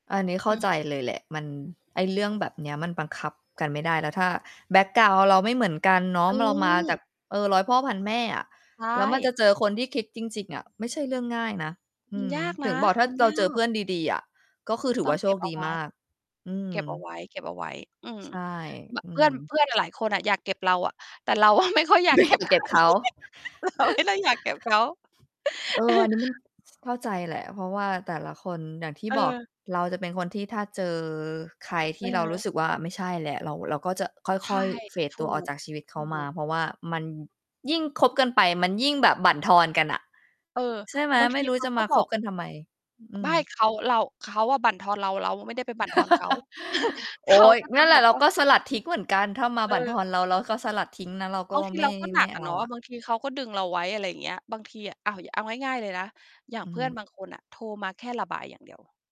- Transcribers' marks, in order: tapping; laughing while speaking: "ไม่ค่อยอยากเก็บใคร เราไม่ได้อยาก"; laughing while speaking: "ไม่อยาก"; giggle; chuckle; mechanical hum; laughing while speaking: "เออ"; other background noise; in English: "เฟด"; laugh
- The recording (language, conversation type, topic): Thai, unstructured, คุณคิดว่าการพูดคุยกับเพื่อนช่วยลดความเครียดได้ไหม?